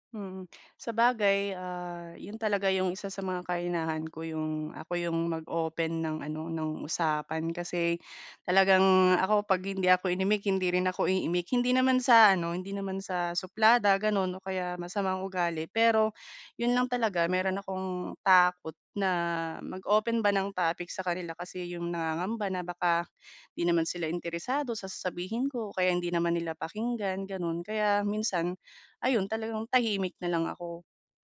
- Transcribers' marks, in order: other background noise
- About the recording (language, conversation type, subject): Filipino, advice, Paano ko mababawasan ang pag-aalala o kaba kapag may salu-salo o pagtitipon?